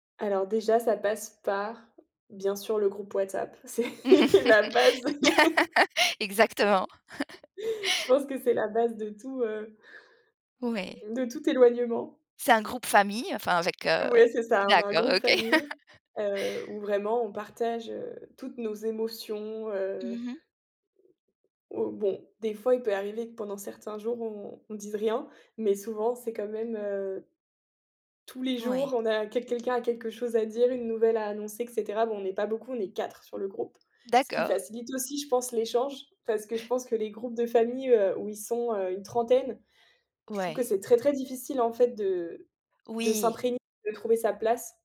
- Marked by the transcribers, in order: laugh; laughing while speaking: "c'est la base"; tapping; chuckle; laugh; chuckle
- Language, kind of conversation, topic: French, podcast, Comment garder le lien avec des proches éloignés ?